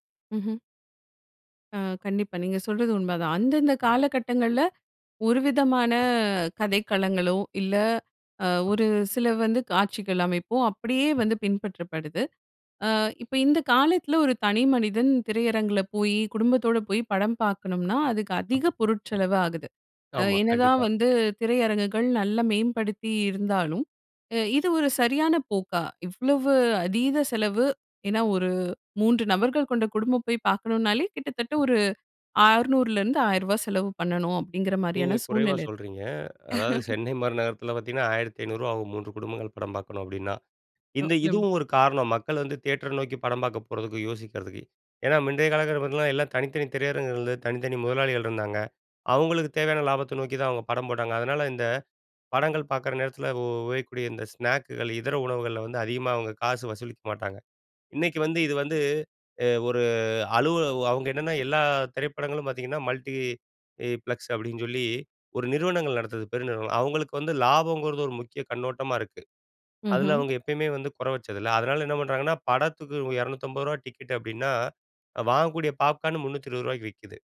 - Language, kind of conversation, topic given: Tamil, podcast, ஓர் படத்தைப் பார்க்கும்போது உங்களை முதலில் ஈர்க்கும் முக்கிய காரணம் என்ன?
- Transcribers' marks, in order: trusting: "அ கண்டிப்பா. நீங்க சொல்றது உண்மைதான்"; drawn out: "விதமான"; trusting: "ஆமா. கண்டிப்பா"; laughing while speaking: "சென்னை மாரி"; laugh; unintelligible speech; "முந்தைய" said as "மிந்தைய"; "காலகட்டத்துல" said as "காலகலத்துல"; "பாத்தீங்கன்னா" said as "பாத்தீன"; drawn out: "ஒரு"; in English: "மல்டி இ ப்ளக்ஸ்"